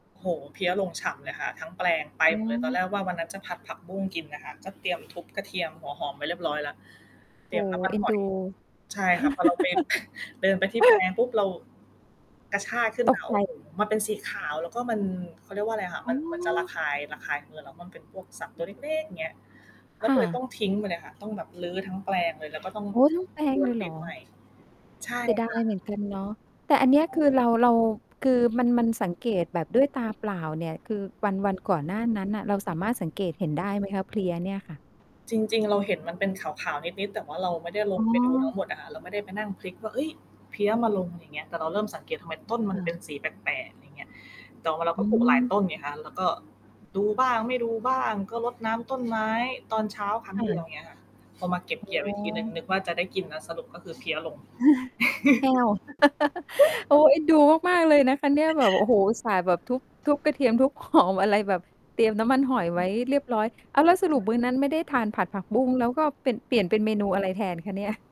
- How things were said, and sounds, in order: static; other background noise; chuckle; laugh; distorted speech; tapping; chuckle; laugh; giggle; laughing while speaking: "หอม"
- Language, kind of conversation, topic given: Thai, podcast, ควรเริ่มปลูกผักกินเองอย่างไร?